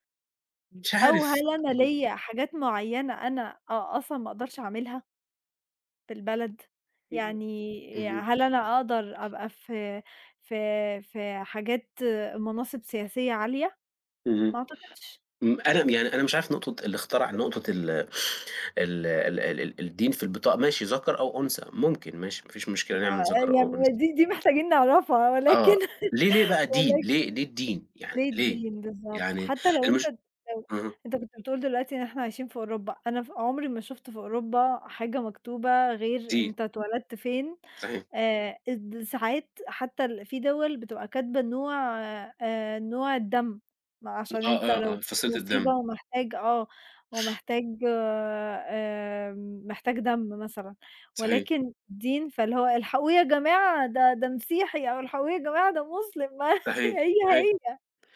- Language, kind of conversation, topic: Arabic, unstructured, هل الدين ممكن يسبب انقسامات أكتر ما بيوحّد الناس؟
- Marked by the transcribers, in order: unintelligible speech; laughing while speaking: "ولكن"; laughing while speaking: "ما هي هي"